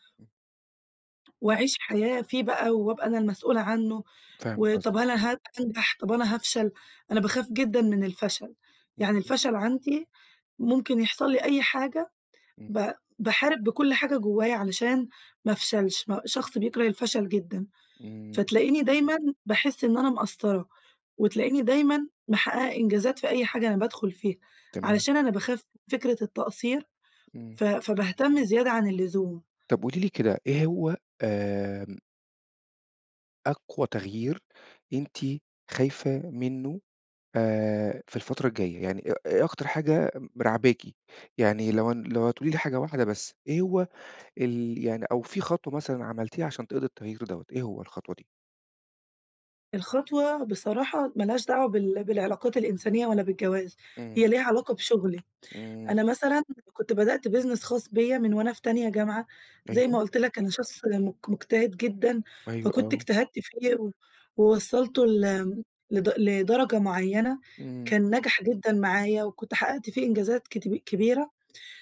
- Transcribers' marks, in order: tapping; unintelligible speech; in English: "business"
- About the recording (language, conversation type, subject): Arabic, advice, صعوبة قبول التغيير والخوف من المجهول